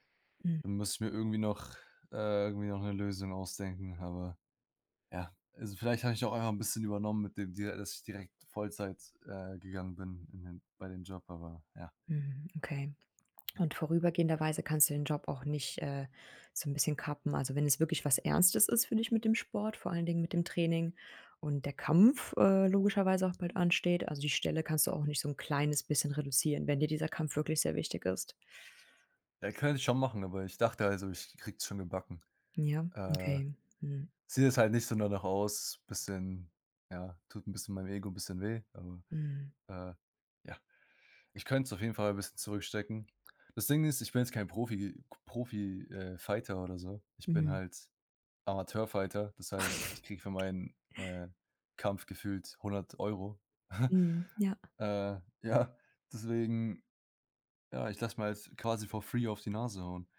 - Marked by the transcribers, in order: swallow; chuckle; chuckle; laughing while speaking: "Ja"; in English: "for free"
- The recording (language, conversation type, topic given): German, advice, Wie bemerkst du bei dir Anzeichen von Übertraining und mangelnder Erholung, zum Beispiel an anhaltender Müdigkeit?
- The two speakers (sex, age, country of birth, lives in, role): female, 30-34, Ukraine, Germany, advisor; male, 20-24, Germany, Germany, user